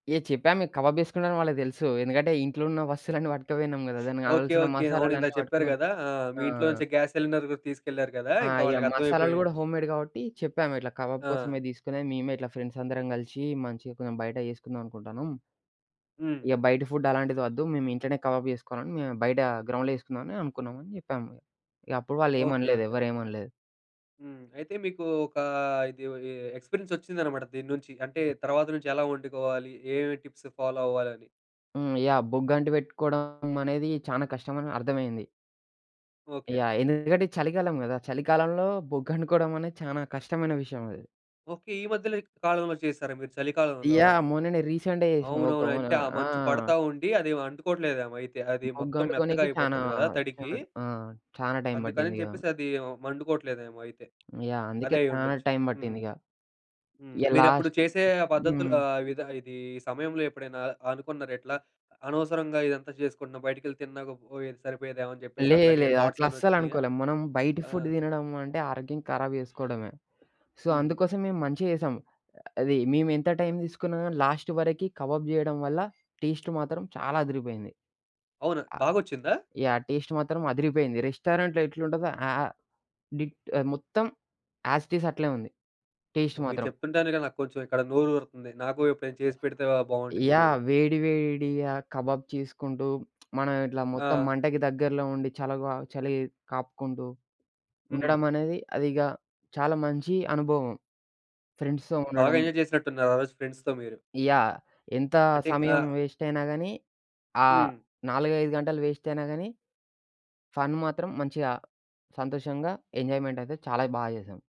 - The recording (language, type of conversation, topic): Telugu, podcast, తక్కువ ఖర్చుతో రుచికరమైన వంటకాన్ని పెద్ద సంఖ్యలో ఎలా తయారు చేయాలి?
- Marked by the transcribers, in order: in Hindi: "కబాబ్"; chuckle; in English: "హోమ్మేడ్"; in English: "కబాబ్"; in English: "ఫ్రెండ్స్"; in English: "ఫుడ్"; in Hindi: "కబాబ్"; in English: "ఎక్స్పీరియన్స్"; in English: "టిప్స్ ఫాలో"; in English: "రీసెంట్‌గా"; in English: "లాస్ట్"; in English: "థాట్స్"; in English: "ఫుడ్"; in Hindi: "ఖరాబ్"; in English: "లాస్ట్"; in Hindi: "కబాబ్"; other noise; in English: "రెస్టారెంట్‌లో"; in English: "యాస్ ఇట్ ఇజ్"; in English: "టేస్ట్"; in Hindi: "కబాబ్"; lip smack; in English: "ఫ్రెండ్స్‌తో"; in English: "ఎంజాయ్"; in English: "ఫ్రెండ్స్‌తో"; in English: "వేస్ట్"; in English: "వేస్ట్"; in English: "ఫన్"; in English: "ఎంజాయ్మెంట్"